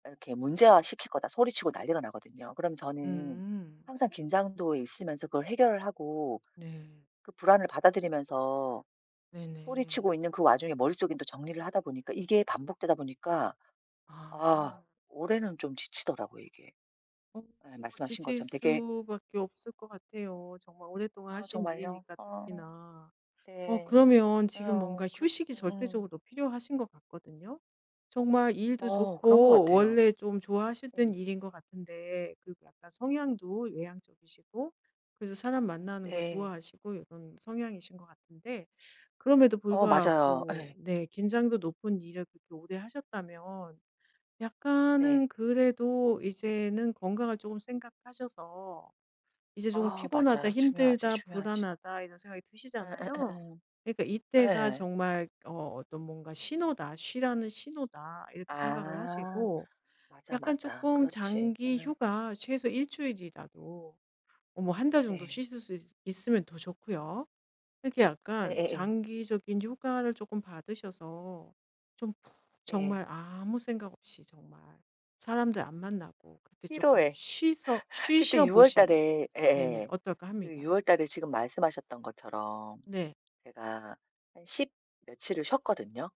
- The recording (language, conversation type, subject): Korean, advice, 사람들 앞에서 긴장하거나 불안할 때 어떻게 대처하면 도움이 될까요?
- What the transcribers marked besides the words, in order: tapping; other background noise; "월에" said as "일호에"; laugh